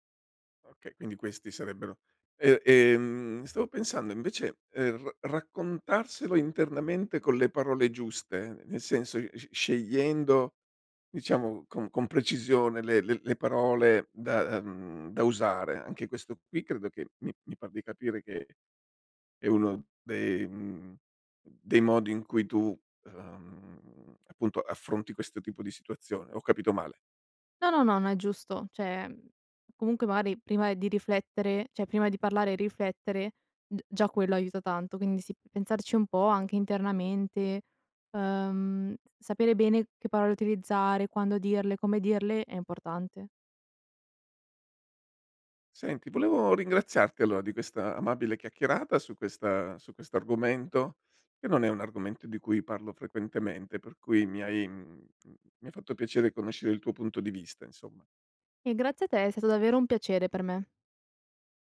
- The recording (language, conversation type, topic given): Italian, podcast, Perché la chiarezza nelle parole conta per la fiducia?
- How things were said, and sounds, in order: "Cioè" said as "ceh"; "cioè" said as "ceh"